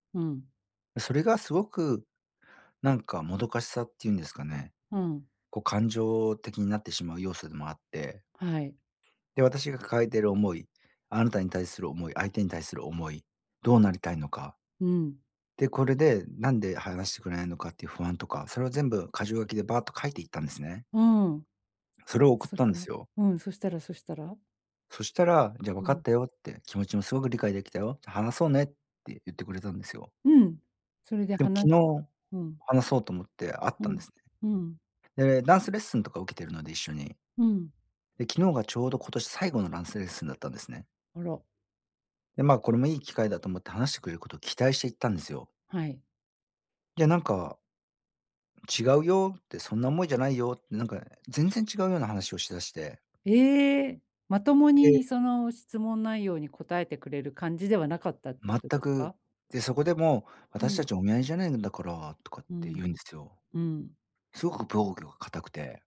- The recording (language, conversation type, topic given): Japanese, advice, 引っ越しで生じた別れの寂しさを、どう受け止めて整理すればいいですか？
- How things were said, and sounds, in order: other background noise